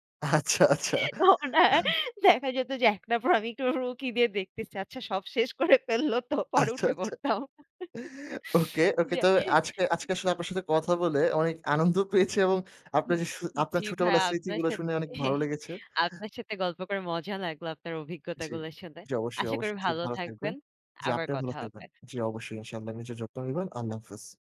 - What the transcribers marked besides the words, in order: laughing while speaking: "আচ্ছা, আচ্ছা"; laughing while speaking: "ও না, দেখা যেত যে … উঠে পড়তাম। যে"; laughing while speaking: "আচ্ছা, আচ্ছা। ওকে, ওকে"; laughing while speaking: "আপনার সাথে"
- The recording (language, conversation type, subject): Bengali, unstructured, তোমার প্রথম স্কুলের স্মৃতি কেমন ছিল?